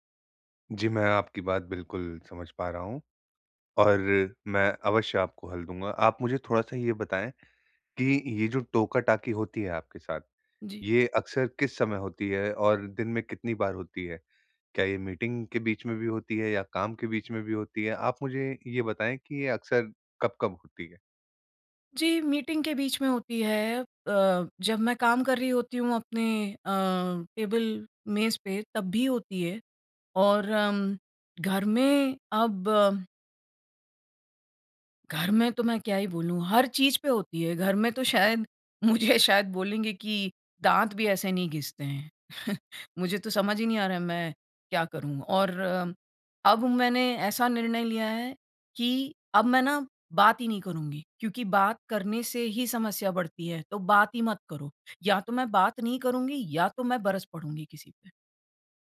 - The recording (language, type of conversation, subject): Hindi, advice, घर या कार्यस्थल पर लोग बार-बार बीच में टोकते रहें तो क्या करें?
- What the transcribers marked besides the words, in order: in English: "मीटिंग"; in English: "मीटिंग"; in English: "टेबल मेज़"; laughing while speaking: "मुझे शायद बोलेंगे कि"; chuckle